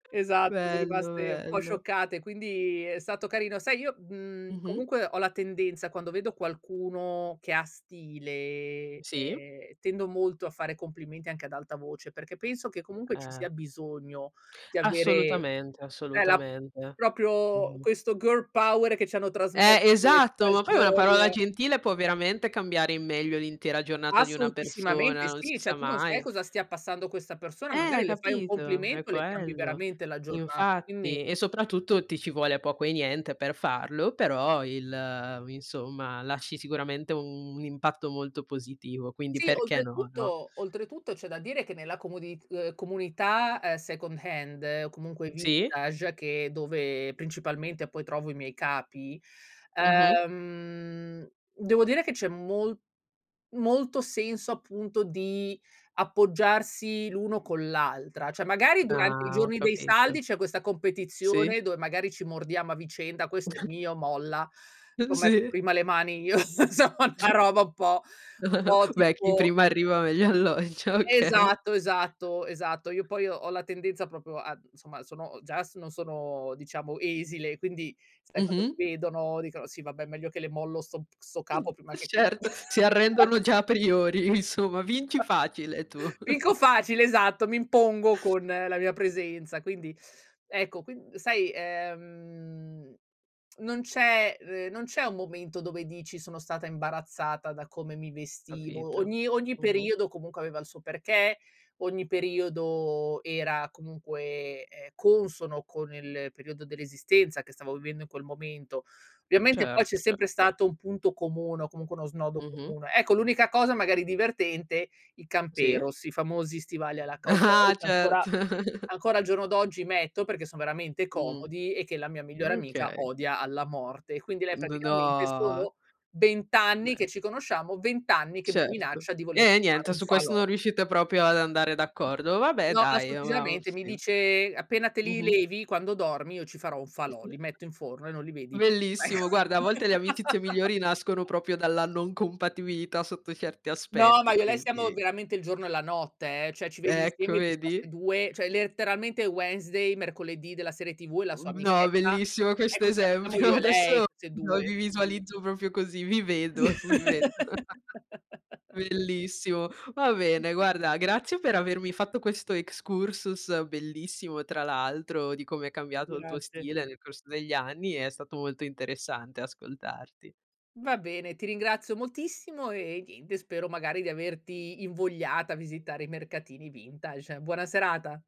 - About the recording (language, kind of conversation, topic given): Italian, podcast, Com’è cambiato il tuo stile nel corso degli anni?
- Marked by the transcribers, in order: other background noise; drawn out: "stile"; "proprio" said as "propio"; in English: "girl power"; in English: "second hand"; drawn out: "ehm"; "Cioè" said as "ceh"; chuckle; laughing while speaking: "insomma"; chuckle; laughing while speaking: "alloggia. Okay"; chuckle; drawn out: "ehm"; tsk; tapping; in Spanish: "camperos"; chuckle; laugh; chuckle; laugh; chuckle; in Latin: "excursus"; in English: "vintage"